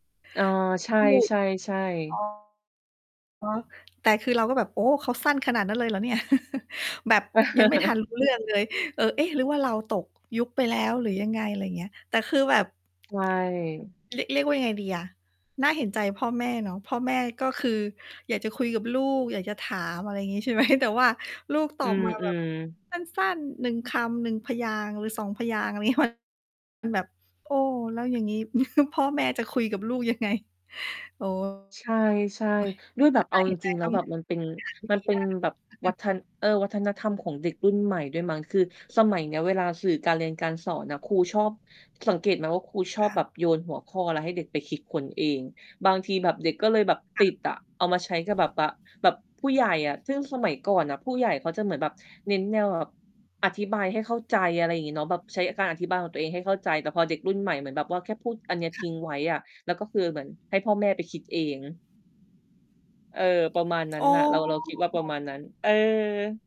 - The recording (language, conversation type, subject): Thai, unstructured, คุณคิดว่าสิ่งที่สำคัญที่สุดในครอบครัวคืออะไร?
- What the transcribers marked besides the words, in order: static; distorted speech; laugh; laughing while speaking: "ไหม"; laugh; laughing while speaking: "ไง"; unintelligible speech; mechanical hum